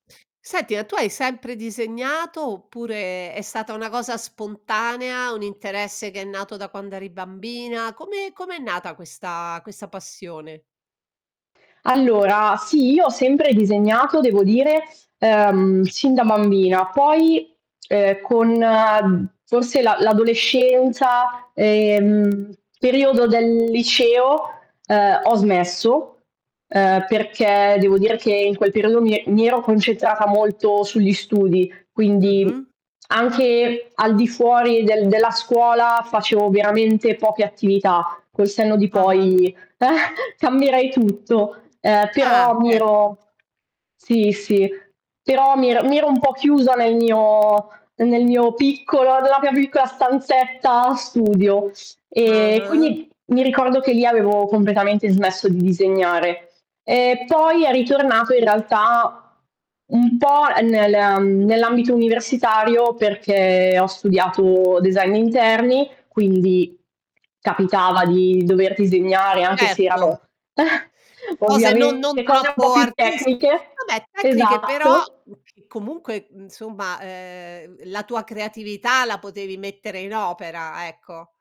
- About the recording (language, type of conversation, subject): Italian, podcast, Quale esperienza ti ha fatto crescere creativamente?
- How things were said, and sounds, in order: other background noise; distorted speech; chuckle; static; tapping; chuckle; unintelligible speech; "insomma" said as "nsomma"